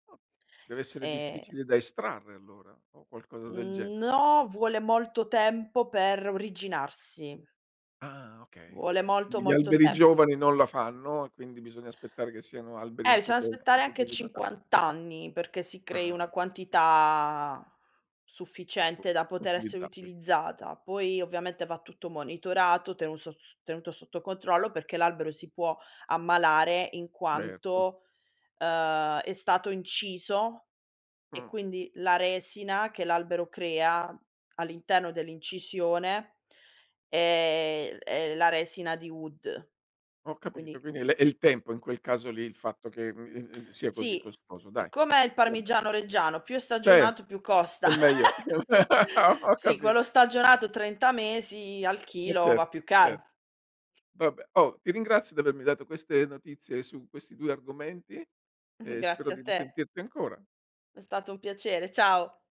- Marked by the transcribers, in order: "okay" said as "k"; drawn out: "quantità"; other background noise; drawn out: "è"; "Cioè" said as "ceh"; laugh; chuckle
- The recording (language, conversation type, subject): Italian, podcast, Che cosa accende la tua curiosità quando studi qualcosa di nuovo?